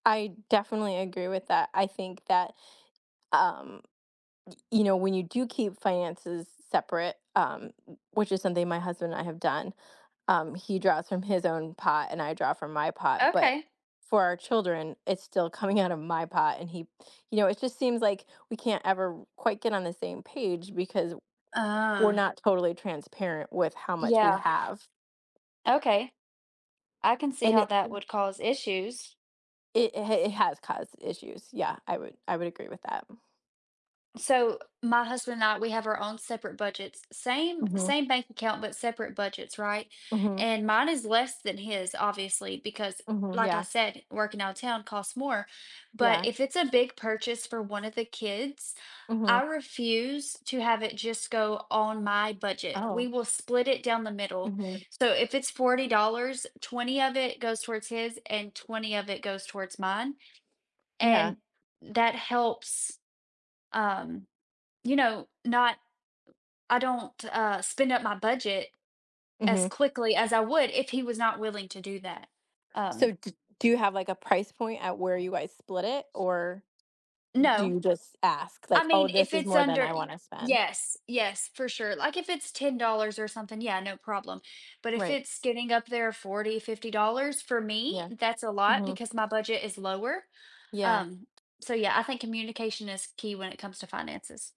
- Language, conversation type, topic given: English, unstructured, How does financial success shape the way couples see themselves and their relationship?
- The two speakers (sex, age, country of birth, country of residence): female, 25-29, United States, United States; female, 45-49, United States, United States
- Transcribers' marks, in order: laughing while speaking: "outta"; other background noise; background speech; tapping